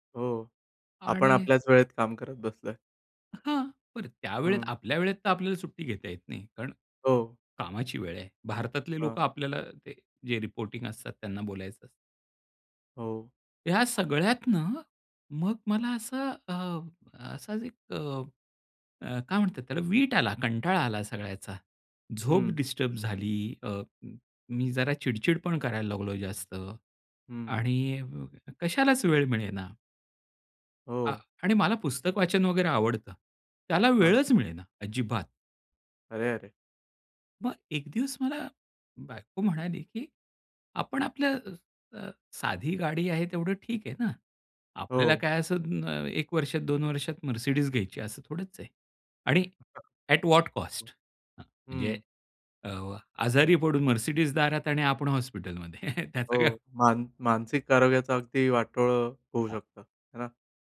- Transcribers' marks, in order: unintelligible speech; in English: "एट वॉट कॉस्ट?"; chuckle
- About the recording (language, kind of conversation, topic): Marathi, podcast, डिजिटल विराम घेण्याचा अनुभव तुमचा कसा होता?